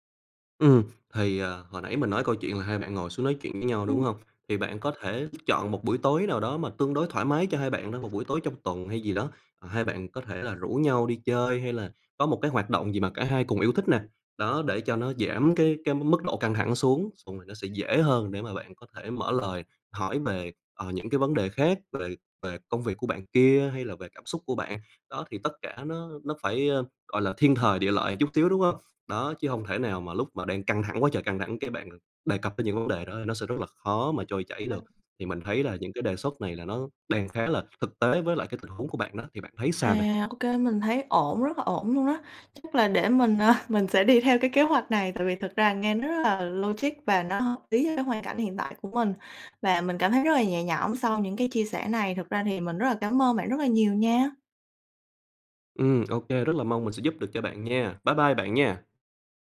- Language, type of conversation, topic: Vietnamese, advice, Tôi cảm thấy xa cách và không còn gần gũi với người yêu, tôi nên làm gì?
- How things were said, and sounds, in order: other background noise; laughing while speaking: "à"